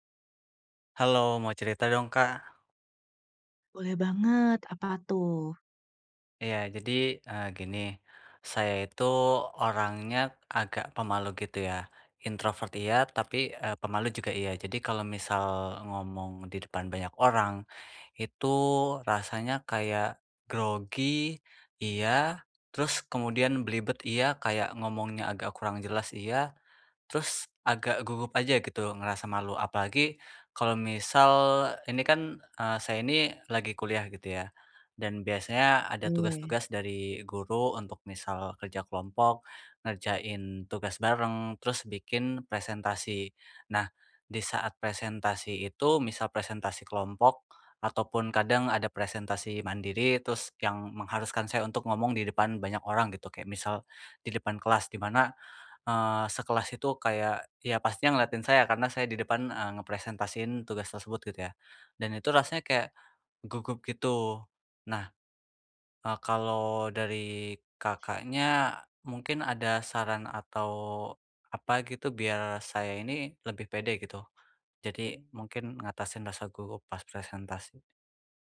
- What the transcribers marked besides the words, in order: in English: "introvert"; other background noise
- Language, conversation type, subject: Indonesian, advice, Bagaimana cara mengatasi rasa gugup saat presentasi di depan orang lain?